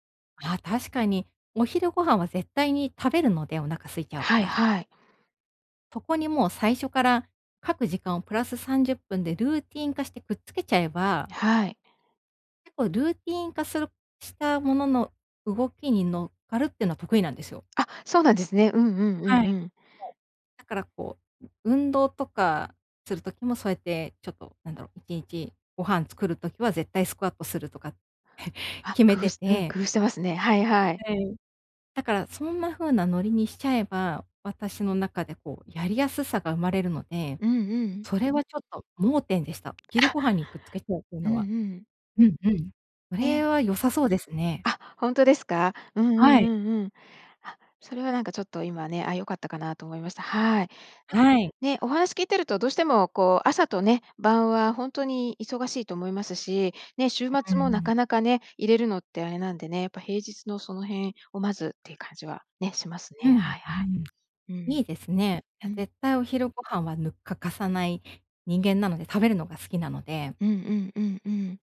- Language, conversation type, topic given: Japanese, advice, 創作の時間を定期的に確保するにはどうすればいいですか？
- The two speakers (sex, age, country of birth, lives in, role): female, 35-39, Japan, Japan, user; female, 55-59, Japan, United States, advisor
- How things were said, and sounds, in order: chuckle